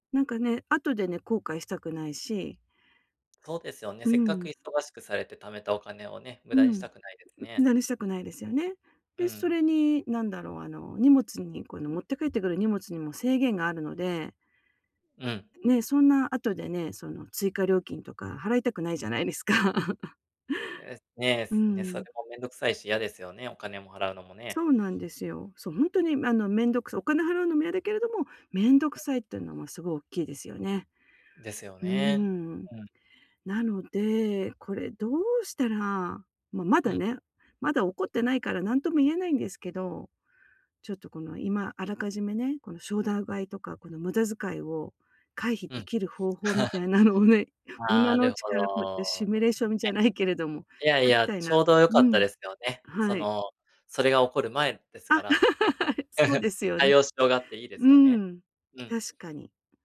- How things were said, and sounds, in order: other noise; chuckle; other background noise; "衝動" said as "しょうだう"; chuckle; giggle; laugh; laughing while speaking: "はい"
- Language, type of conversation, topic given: Japanese, advice, 衝動買いや無駄買いを減らすにはどうすればよいですか？